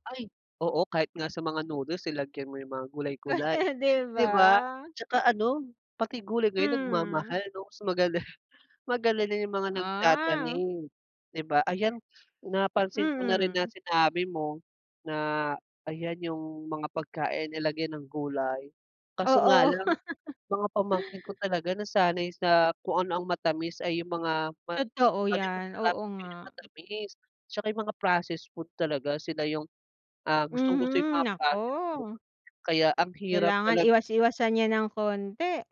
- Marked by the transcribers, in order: laugh; laugh
- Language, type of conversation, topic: Filipino, unstructured, Paano mo pinipili ang mga pagkaing kinakain mo araw-araw?
- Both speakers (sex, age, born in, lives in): female, 35-39, Philippines, Philippines; male, 25-29, Philippines, Philippines